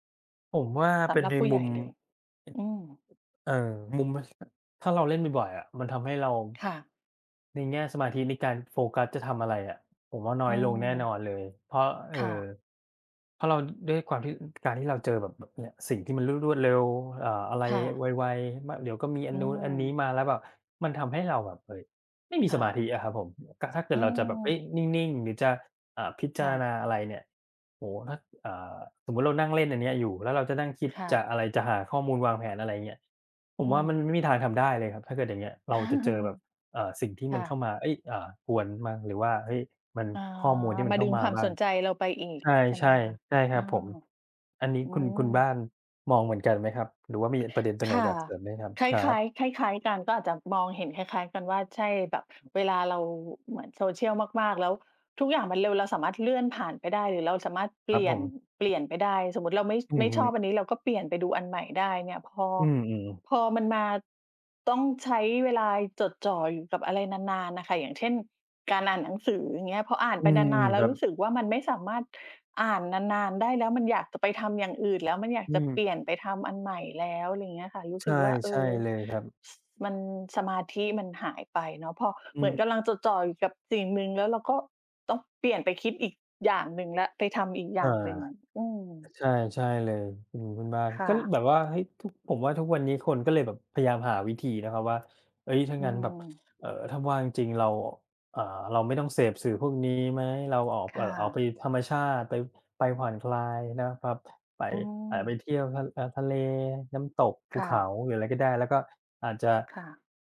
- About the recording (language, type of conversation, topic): Thai, unstructured, คุณคิดว่าการใช้สื่อสังคมออนไลน์มากเกินไปทำให้เสียสมาธิไหม?
- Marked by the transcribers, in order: tapping; chuckle; other background noise